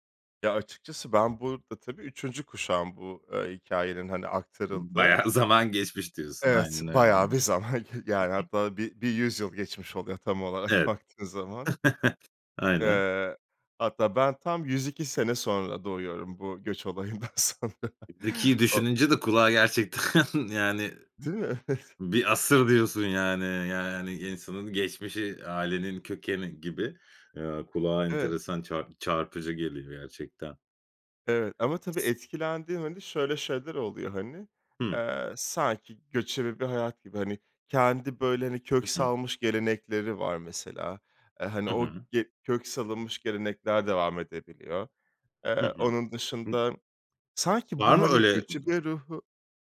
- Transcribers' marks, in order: laughing while speaking: "zaman"; laughing while speaking: "zaman"; chuckle; other background noise; laughing while speaking: "olarak"; chuckle; laughing while speaking: "olayından sonra"; unintelligible speech; chuckle; laughing while speaking: "gerçekten"; laughing while speaking: "Evet"; unintelligible speech
- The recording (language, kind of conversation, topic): Turkish, podcast, Göç hikâyeleri ailenizde nasıl yer buluyor?